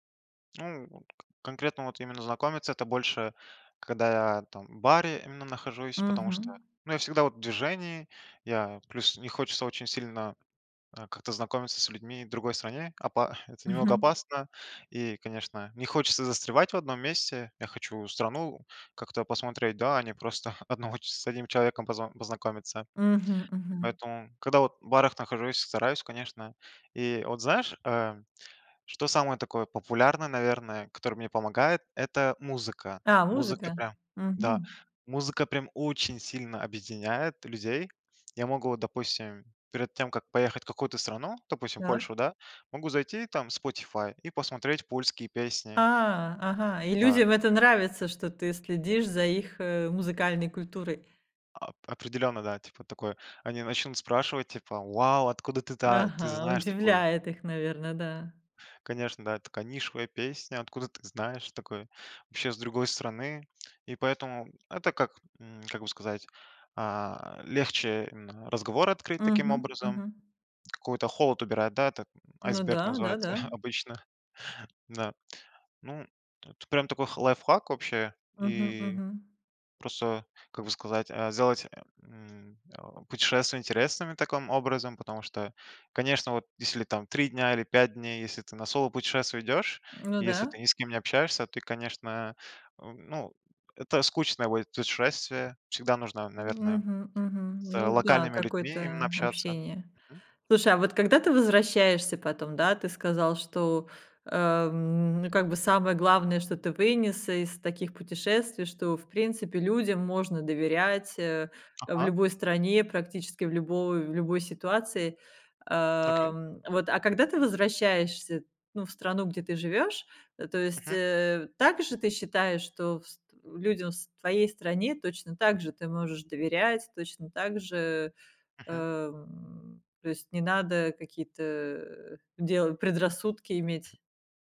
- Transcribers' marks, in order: stressed: "очень"; tapping; chuckle; chuckle
- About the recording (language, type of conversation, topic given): Russian, podcast, Чему тебя научило путешествие без жёсткого плана?